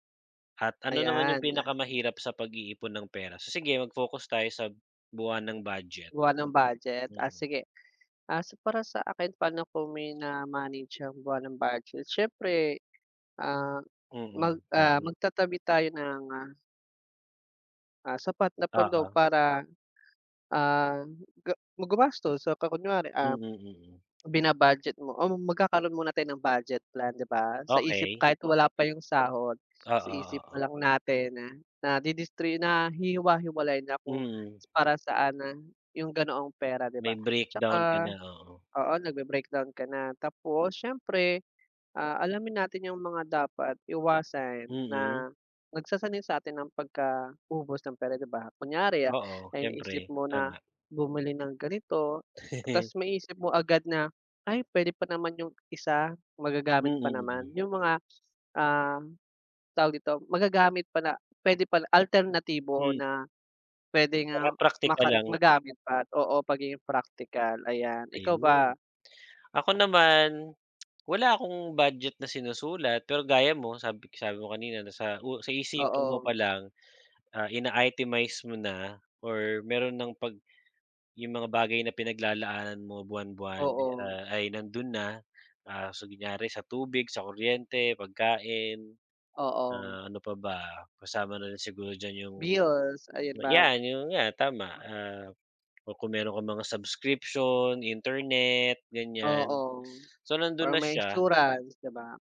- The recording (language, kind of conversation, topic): Filipino, unstructured, Paano mo pinamamahalaan ang buwanang badyet mo, at ano ang pinakamahirap sa pag-iipon ng pera?
- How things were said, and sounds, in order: other background noise; tapping; laugh; tongue click